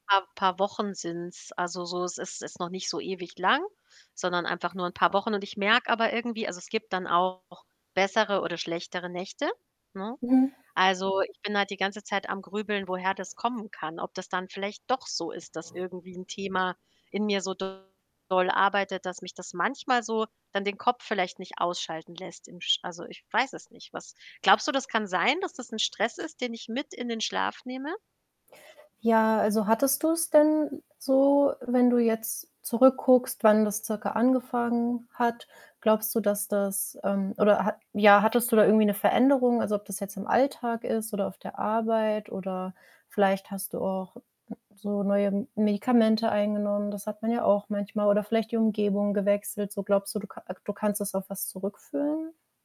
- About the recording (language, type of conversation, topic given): German, advice, Warum wache ich nachts ständig ohne erkennbaren Grund auf?
- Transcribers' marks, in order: distorted speech; other background noise; static; stressed: "doch"; other noise